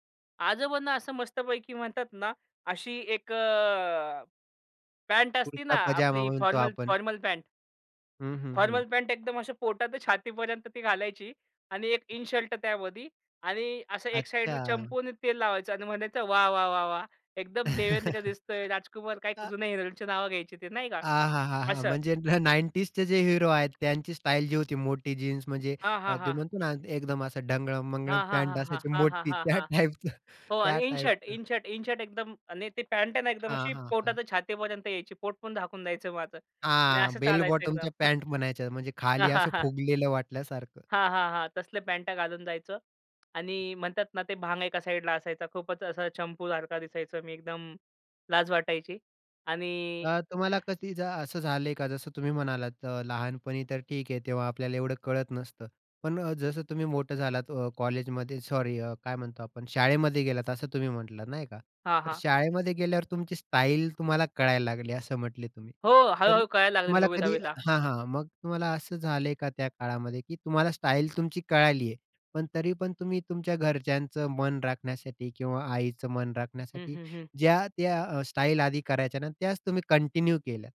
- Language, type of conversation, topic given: Marathi, podcast, कुटुंबाचा तुमच्या पेहरावाच्या पद्धतीवर कितपत प्रभाव पडला आहे?
- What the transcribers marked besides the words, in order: "असते" said as "असती"; tapping; chuckle; laughing while speaking: "टाइपचं त्या टाइपचं"; laughing while speaking: "बेल बॉटमच्या"; unintelligible speech; chuckle; other background noise; in English: "कंटिन्यू"